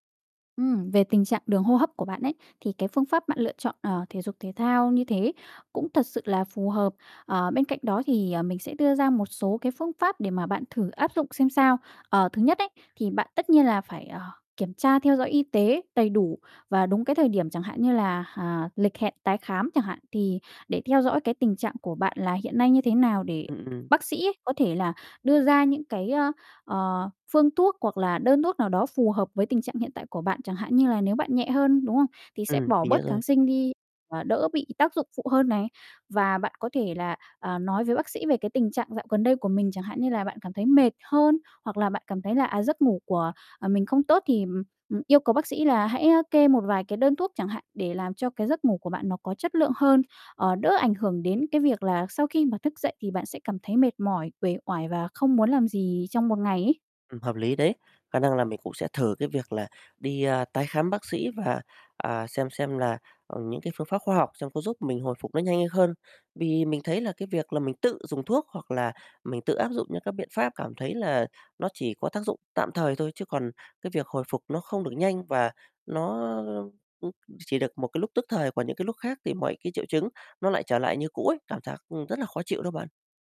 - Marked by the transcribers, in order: other background noise; tapping
- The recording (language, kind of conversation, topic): Vietnamese, advice, Vì sao tôi hồi phục chậm sau khi bị ốm và khó cảm thấy khỏe lại?